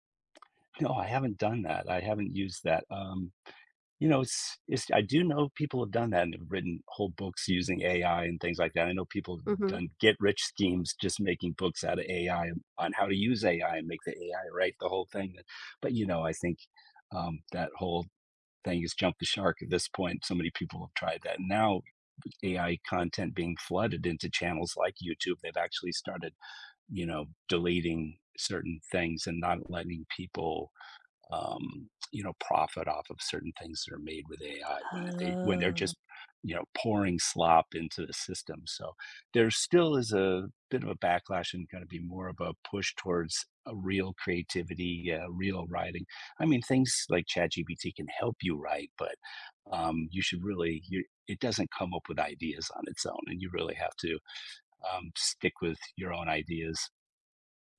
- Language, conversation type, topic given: English, unstructured, What dreams do you want to fulfill in the next five years?
- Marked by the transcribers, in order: other background noise; lip smack; drawn out: "Oh"